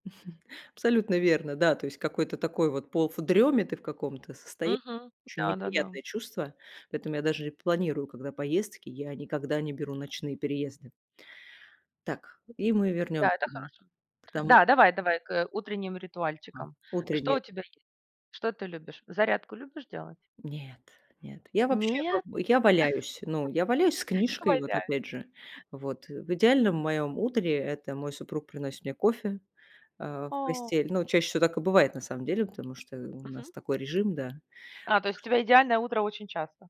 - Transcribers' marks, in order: chuckle; tapping; other background noise; chuckle; unintelligible speech
- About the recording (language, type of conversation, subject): Russian, podcast, Как ты организуешь сон, чтобы просыпаться бодрым?